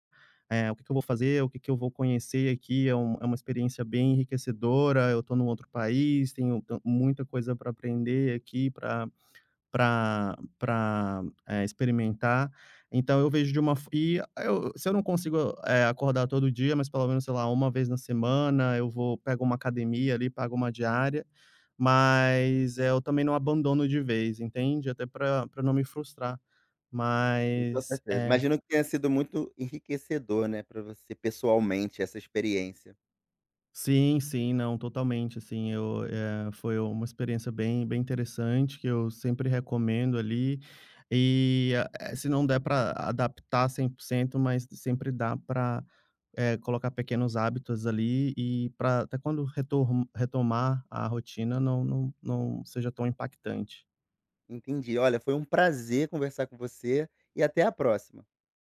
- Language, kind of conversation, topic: Portuguese, podcast, Como você lida com recaídas quando perde a rotina?
- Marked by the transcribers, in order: tapping